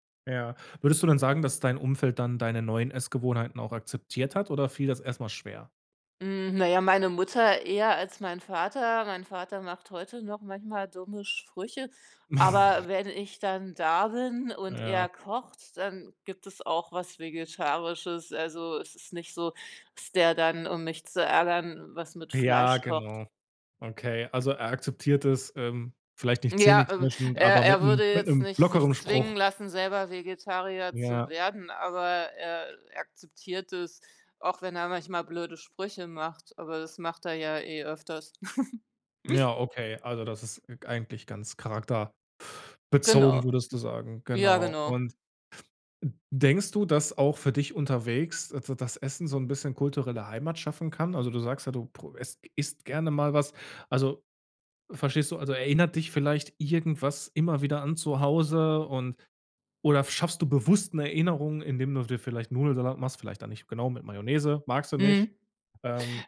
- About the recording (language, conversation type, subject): German, podcast, Wie prägt deine Herkunft deine Essgewohnheiten?
- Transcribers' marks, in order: sigh; other background noise; giggle